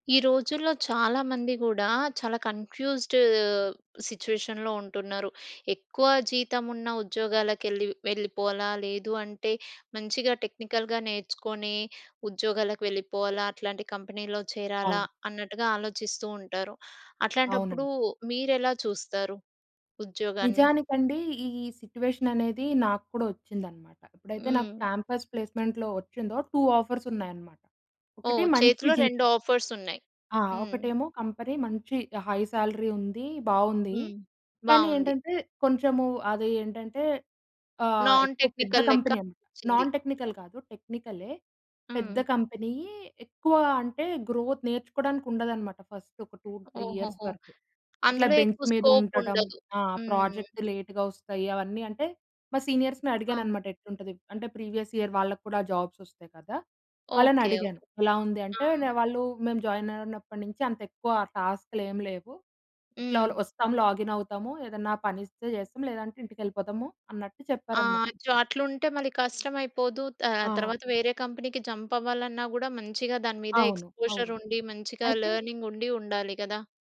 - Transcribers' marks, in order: in English: "కన్‌ఫ్యూ‌జ్డ్ సిట్యుయేషన్‌లో"; in English: "టెక్నికల్‌గా"; in English: "కంపెనీలో"; in English: "సిట్యుయేషన్"; in English: "క్యాంపస్ ప్లేస్మెంట్‌లో"; in English: "టూ ఆఫర్స్"; in English: "ఆఫర్స్"; in English: "కంపెనీ"; in English: "హై సాలరీ"; in English: "కంపెనీ"; in English: "నాన్ టెక్నికల్"; in English: "నాన్ టెక్నికల్"; in English: "కంపెనీ"; in English: "గ్రోత్"; in English: "ఫస్ట్"; in English: "టూ త్రీ ఇయర్స్"; in English: "బెంచ్"; in English: "ప్రాజెక్ట్"; in English: "స్కోప్"; in English: "సీనియర్స్‌ని"; in English: "ప్రీవియస్ ఇయర్"; in English: "జాబ్స్"; in English: "జాయిన్"; in English: "లాగిన్"; in English: "కంపెనీకి జంప్"; in English: "ఎక్స్‌పోజర్"; in English: "లెర్నింగ్"
- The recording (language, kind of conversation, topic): Telugu, podcast, సుఖవంతమైన జీతం కన్నా కెరీర్‌లో వృద్ధిని ఎంచుకోవాలా అని మీరు ఎలా నిర్ణయిస్తారు?